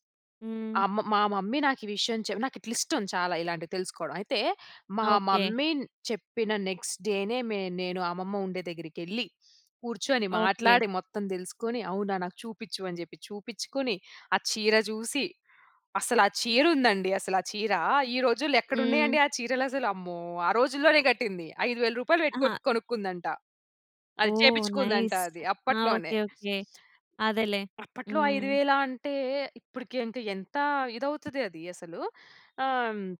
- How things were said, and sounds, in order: in English: "మమ్మీ"; in English: "మమ్మీ"; in English: "నెక్స్ట్ డే‌నే"; in English: "నైస్"; tapping; other background noise
- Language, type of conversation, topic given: Telugu, podcast, మీ దగ్గర ఉన్న ఏదైనా ఆభరణం గురించి దాని కథను చెప్పగలరా?